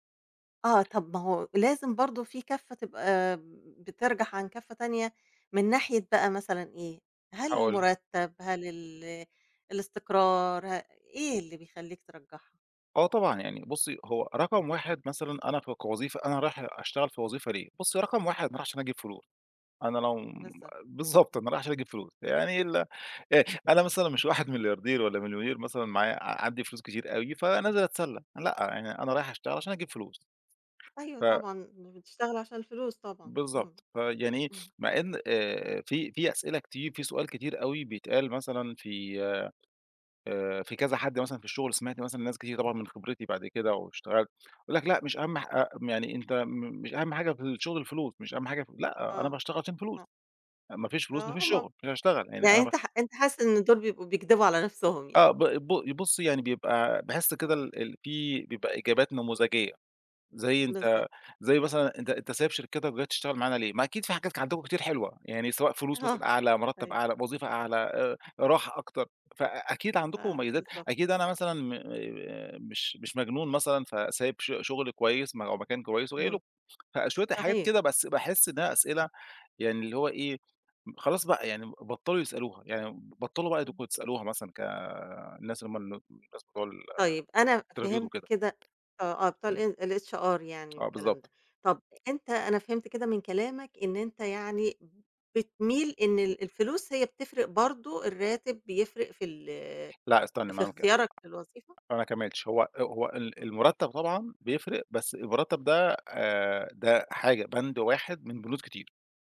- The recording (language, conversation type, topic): Arabic, podcast, إزاي تختار بين وظيفتين معروضين عليك؟
- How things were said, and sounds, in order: tapping; other noise; in English: "الinterview"; in English: "الHR"